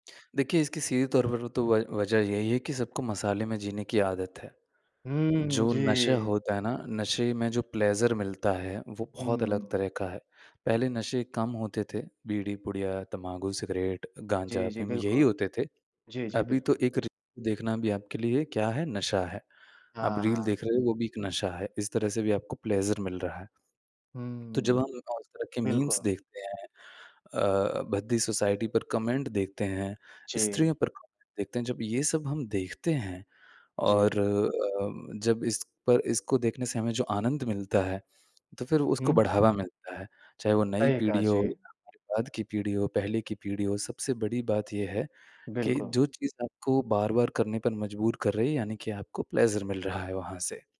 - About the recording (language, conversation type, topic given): Hindi, podcast, आप संवाद में हास्य का उपयोग कब और कैसे करते हैं?
- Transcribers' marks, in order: in English: "प्लेज़र"; in English: "प्लेज़र"; in English: "मीम्स"; in English: "सोसाइटी"; in English: "कमेंट"; in English: "कमेंट"; in English: "प्लेज़र"